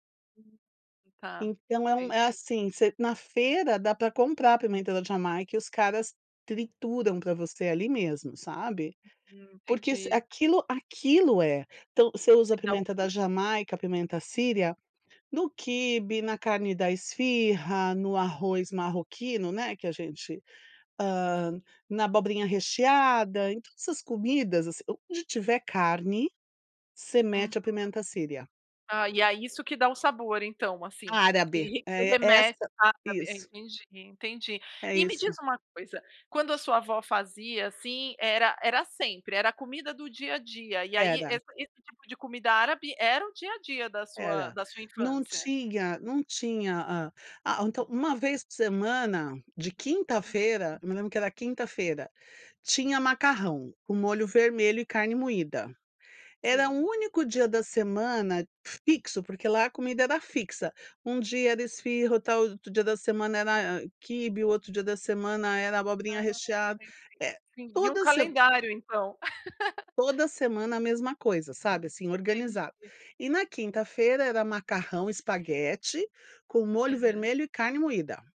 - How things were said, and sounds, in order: laugh
- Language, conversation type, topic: Portuguese, podcast, Que comida da sua infância te traz lembranças imediatas?